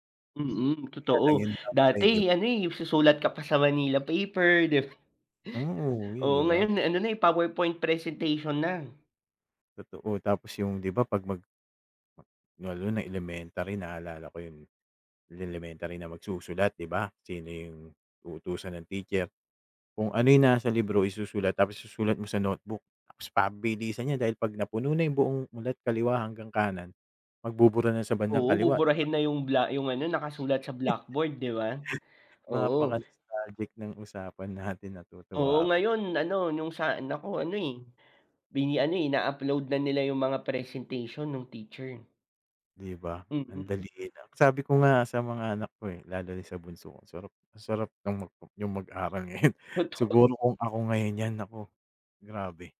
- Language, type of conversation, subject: Filipino, unstructured, Paano mo gagamitin ang teknolohiya para mapadali ang buhay mo?
- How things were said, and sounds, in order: bird; laugh; laugh; snort; laughing while speaking: "Totoo"; snort